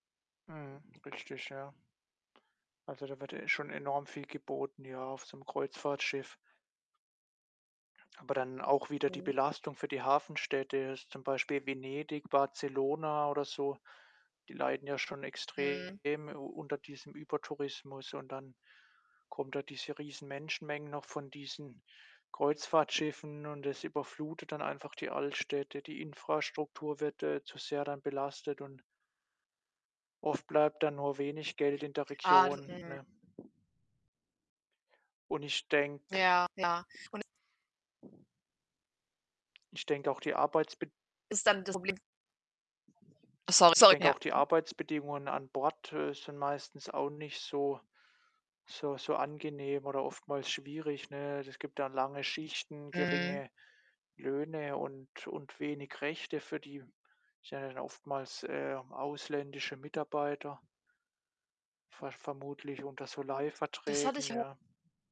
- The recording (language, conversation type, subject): German, unstructured, Was findest du an Kreuzfahrten problematisch?
- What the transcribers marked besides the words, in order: distorted speech; tapping; unintelligible speech; background speech; in English: "sorry"; other background noise